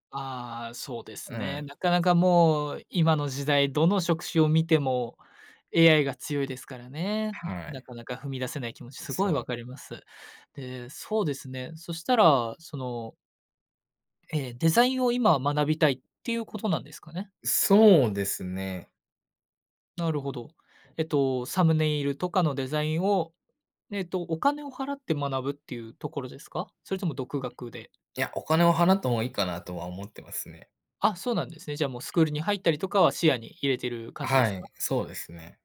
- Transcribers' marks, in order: none
- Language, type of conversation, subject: Japanese, advice, 失敗が怖くて完璧を求めすぎてしまい、行動できないのはどうすれば改善できますか？